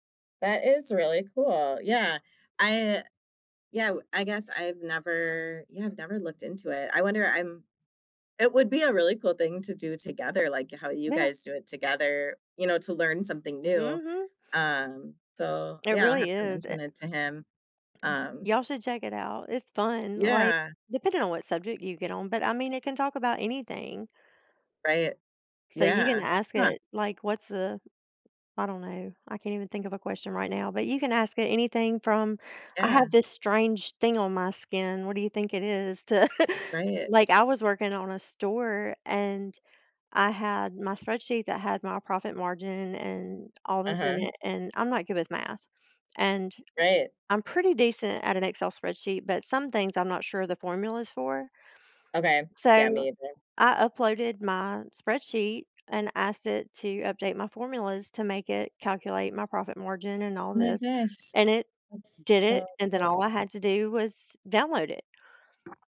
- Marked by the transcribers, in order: tapping; other background noise; chuckle
- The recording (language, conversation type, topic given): English, unstructured, How do you balance personal space and togetherness?